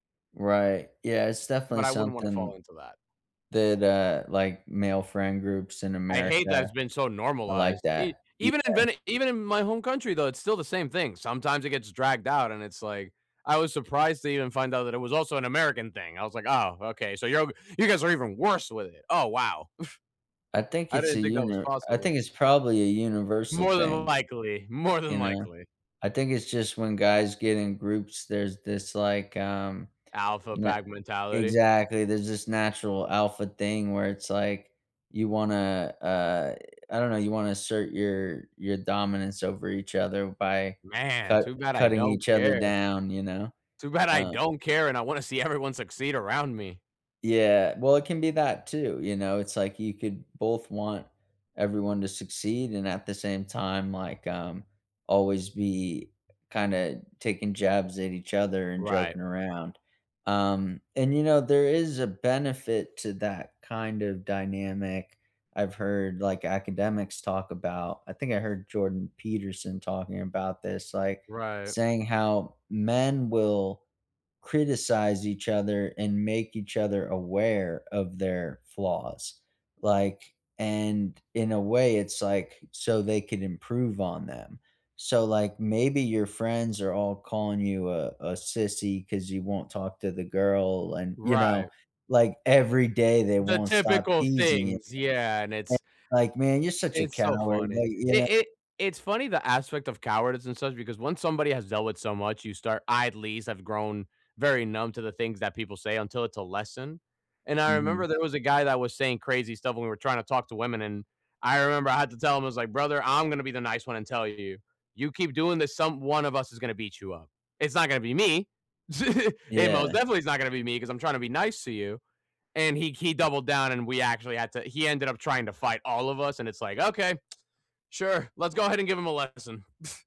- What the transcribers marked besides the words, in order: other background noise; chuckle; chuckle; scoff
- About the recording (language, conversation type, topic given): English, unstructured, What makes certain lessons stick with you long after you learn them?